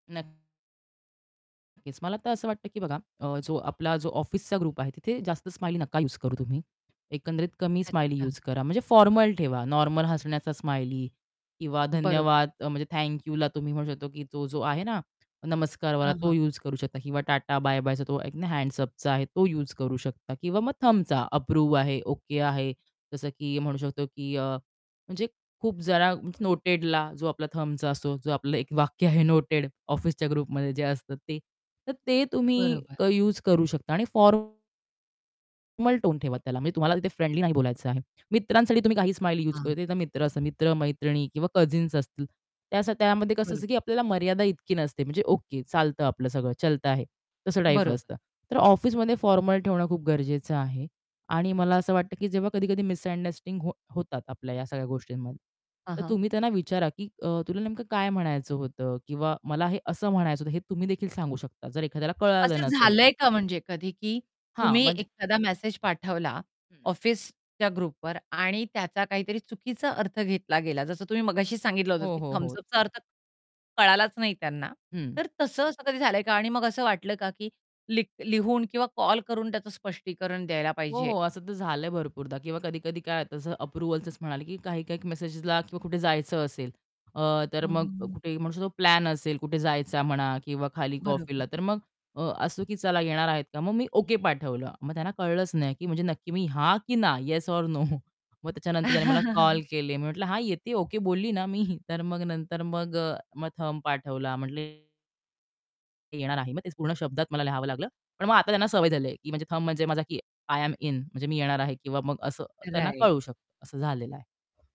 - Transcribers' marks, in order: distorted speech; in English: "ग्रुप"; tapping; other background noise; in English: "फॉर्मल"; horn; in English: "ग्रुपमध्ये"; in English: "फॉर्मल"; in English: "फ्रेंडली"; in English: "कझिन्स"; in Hindi: "चलता है"; in English: "फॉर्मल"; static; in English: "मिसअंडस्टींग"; "मिसअंडरस्टँडिंग" said as "मिसअंडस्टींग"; in English: "ग्रुपवर"; in English: "येस ओर नो?"; chuckle; chuckle; in English: "आय एम इन"; in English: "राइट"
- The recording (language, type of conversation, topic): Marathi, podcast, मेसेजचा सूर स्पष्ट करण्यासाठी तुम्ही काय वापरता?